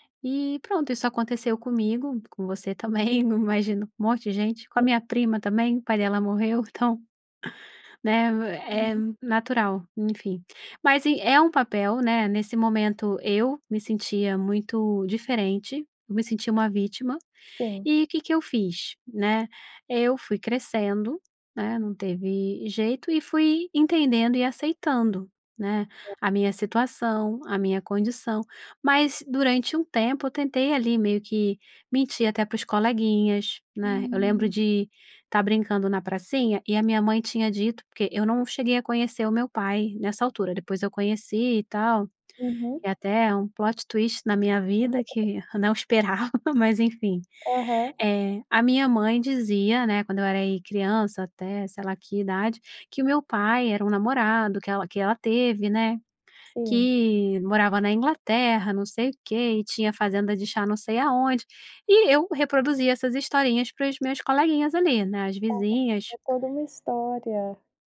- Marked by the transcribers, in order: other noise; tapping; in English: "plot twist"; unintelligible speech
- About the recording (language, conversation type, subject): Portuguese, podcast, Como você pode deixar de se ver como vítima e se tornar protagonista da sua vida?